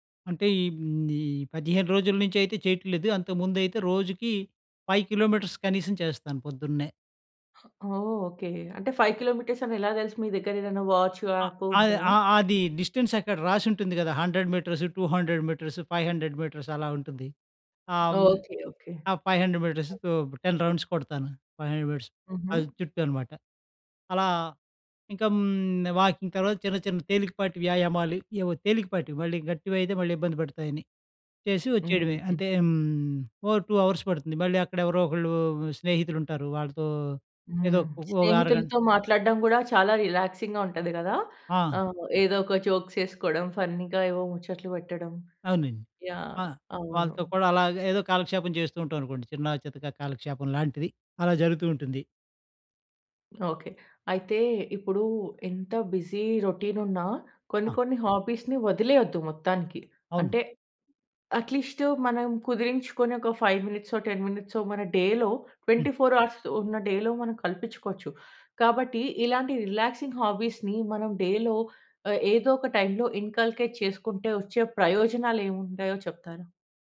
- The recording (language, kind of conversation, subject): Telugu, podcast, మీకు విశ్రాంతినిచ్చే హాబీలు ఏవి నచ్చుతాయి?
- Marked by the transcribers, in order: in English: "ఫైవ్ కిలోమీటర్స్"; in English: "ఫైవ్ కిలోమీటర్స్"; in English: "వాచ్, యాప్"; in English: "డిస్‌టెన్స్"; in English: "హండ్రెడ్ మీటర్స్, టూ హండ్రెడ్ మీటర్స్, ఫైవ్ హండ్రెడ్ మీటర్స్"; in English: "ఫైవ్ హండ్రెడ్ మీటర్స్, టెన్ రౌండ్స్"; in English: "ఫైవ్ హండ్రెడ్ మీటర్స్"; in English: "వాకింగ్"; in English: "టూ అవర్స్"; in English: "రిలాక్సింగ్‌గా"; in English: "ఫన్నీగా"; in English: "బిజీ రొటీన్"; in English: "హాబీస్‌ని"; in English: "ఫైవ్"; in English: "టెన్"; in English: "డేలో ట్వెంటీ ఫోర్ అవర్స్"; in English: "డేలో"; in English: "రిలాక్సింగ్ హాబీస్‌ని"; in English: "డేలో"; in English: "ఇన్కల్కెట్"